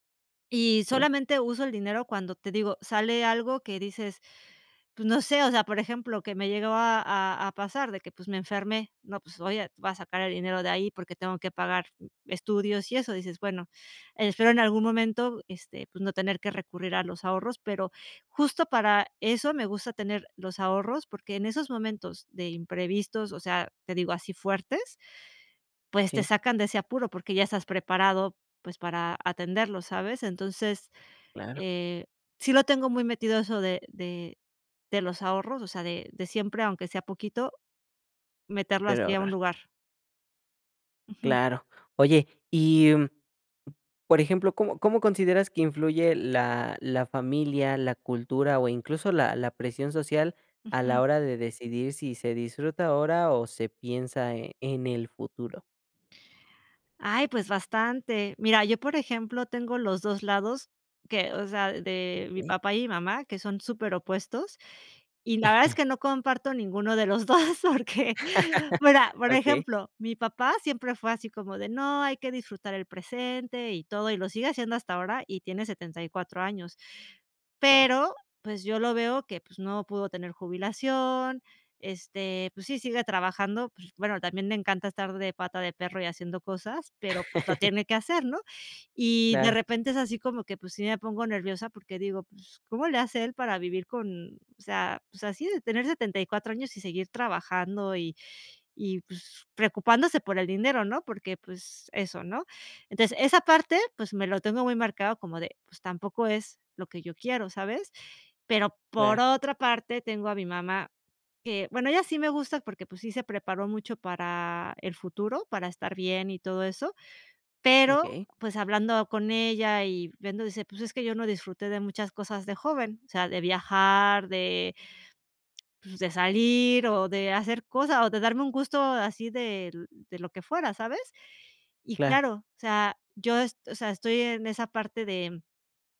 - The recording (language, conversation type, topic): Spanish, podcast, ¿Cómo decides entre disfrutar hoy o ahorrar para el futuro?
- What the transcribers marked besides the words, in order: tapping; chuckle; laughing while speaking: "dos, porque"; laugh; chuckle